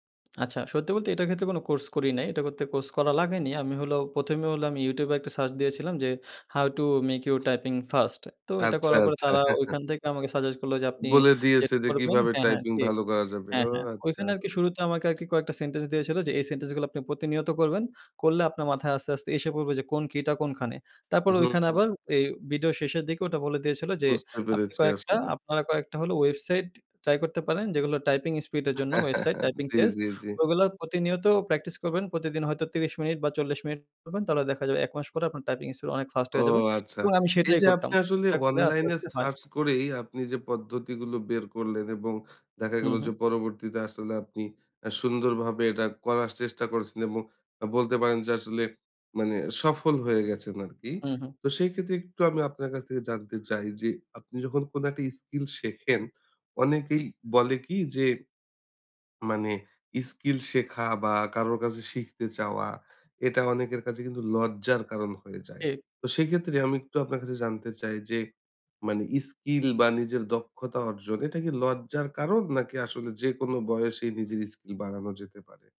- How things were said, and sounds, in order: in English: "হাউ টু মেক ইয়োর টাইপিং ফার্স্ট"; chuckle; chuckle
- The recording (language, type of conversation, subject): Bengali, podcast, নতুন দক্ষতা শেখা কীভাবে কাজকে আরও আনন্দদায়ক করে তোলে?